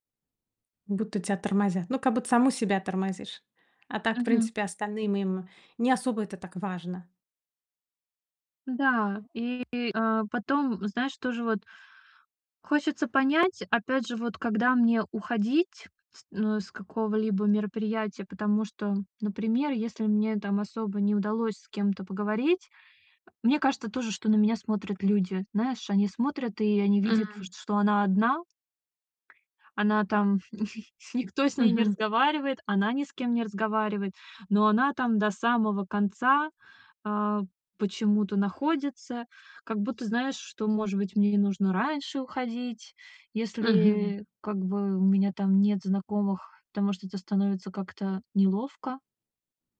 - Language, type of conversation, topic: Russian, advice, Почему я чувствую себя одиноко на вечеринках и праздниках?
- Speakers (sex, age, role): female, 30-34, user; female, 45-49, advisor
- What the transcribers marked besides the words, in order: tapping; chuckle